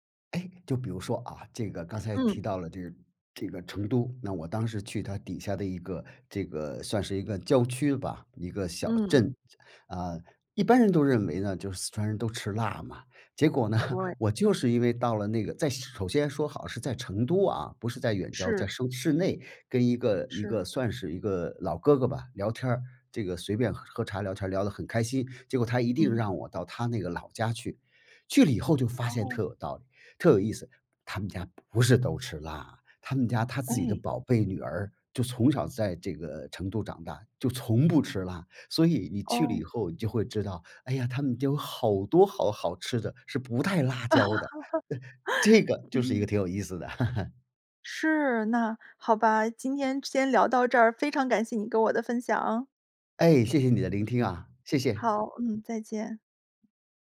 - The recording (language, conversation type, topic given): Chinese, podcast, 你如何在旅行中发现新的视角？
- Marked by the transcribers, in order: laughing while speaking: "呢"; laugh; laugh